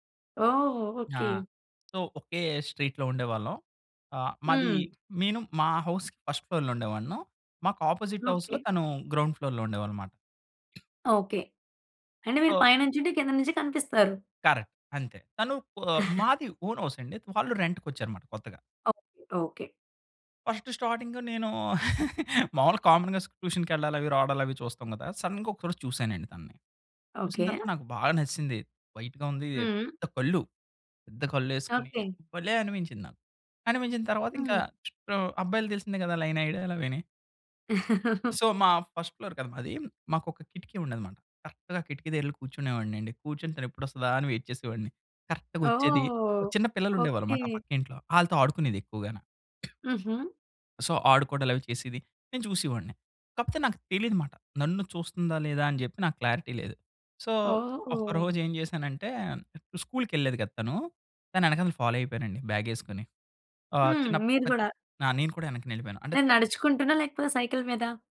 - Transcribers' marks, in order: in English: "సో"; in English: "స్ట్రీట్‌లో"; in English: "హౌస్‌కి ఫర్స్ట్ ఫ్లోర్‌లో"; in English: "అపోజిట్ హౌస్‌లో"; in English: "గ్రౌండ్ ఫ్లోర్‌లో"; tapping; other noise; in English: "సో"; in English: "కరెక్ట్"; chuckle; in English: "ఓన్ హౌస్"; in English: "ఫస్ట్ స్టార్టింగ్"; chuckle; in English: "కామన్‌గా స్ ట్యూషన్‌కి"; in English: "సడెన్‌గా"; in English: "వైట్‌గా"; in English: "లైన్"; chuckle; in English: "సో"; in English: "ఫస్ట్ ఫ్లోర్"; in English: "కరెక్ట్‌గా"; in English: "వెయిట్"; in English: "సో"; in English: "క్లారిటీ"; in English: "సో"; in English: "ఫాలో"; other background noise; in English: "సైకిల్"
- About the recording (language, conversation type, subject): Telugu, podcast, మొదటి ప్రేమ జ్ఞాపకాన్ని మళ్లీ గుర్తు చేసే పాట ఏది?